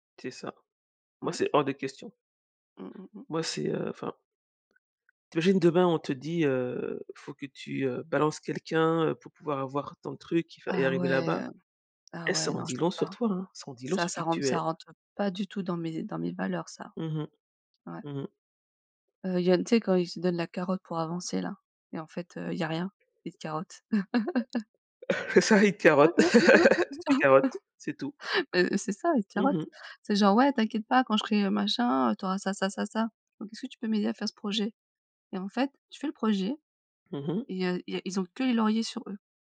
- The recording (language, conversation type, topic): French, unstructured, Est-il acceptable de manipuler pour réussir ?
- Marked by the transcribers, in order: laugh; chuckle; laugh; chuckle